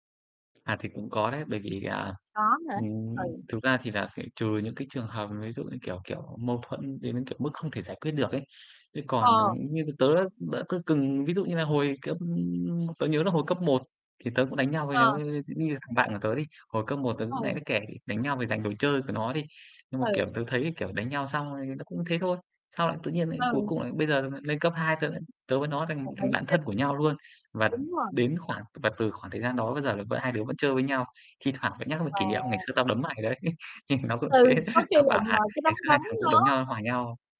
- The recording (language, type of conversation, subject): Vietnamese, unstructured, Bạn thường làm gì khi xảy ra mâu thuẫn với bạn bè?
- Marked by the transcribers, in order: other background noise; static; unintelligible speech; laugh; laughing while speaking: "thế"